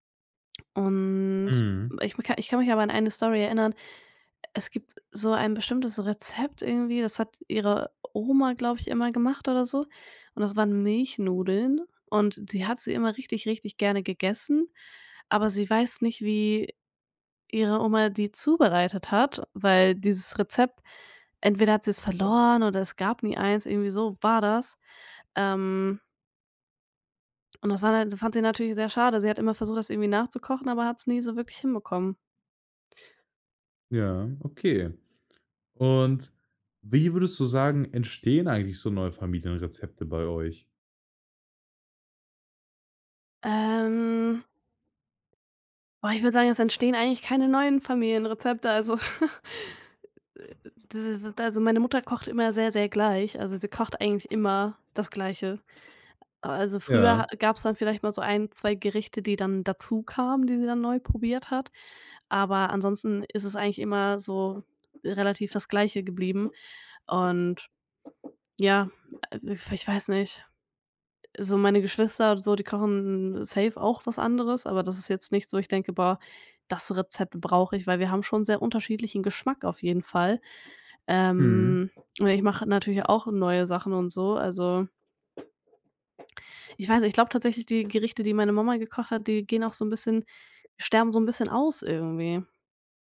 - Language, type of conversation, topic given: German, podcast, Wie gebt ihr Familienrezepte und Kochwissen in eurer Familie weiter?
- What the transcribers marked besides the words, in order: chuckle; tapping; in English: "safe"; other background noise